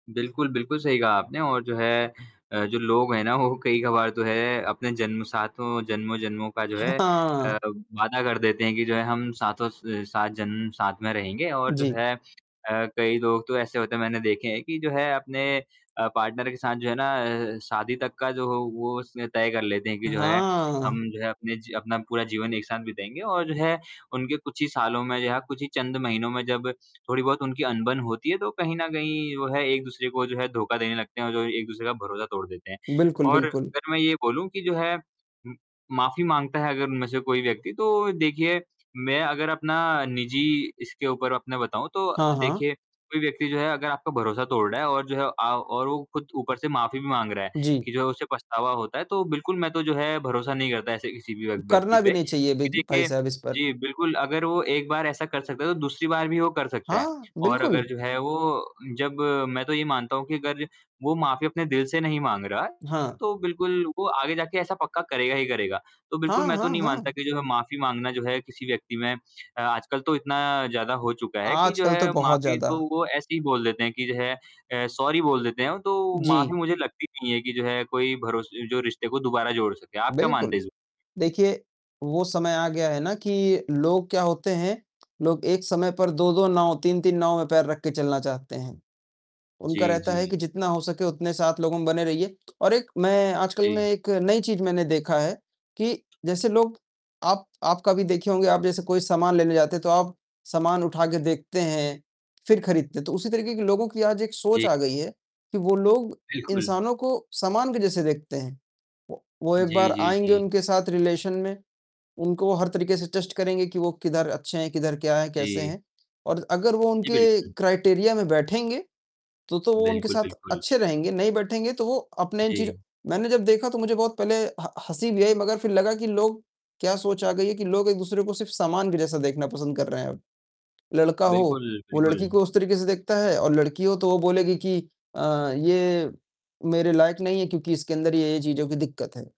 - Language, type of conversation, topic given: Hindi, unstructured, प्यार में भरोसा टूट जाए तो क्या रिश्ते को बचाया जा सकता है?
- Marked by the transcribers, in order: static; laughing while speaking: "वो"; distorted speech; tapping; in English: "पार्टनर"; in English: "सॉरी"; in English: "रिलेशन"; in English: "टेस्ट"; in English: "क्राइटेरिया"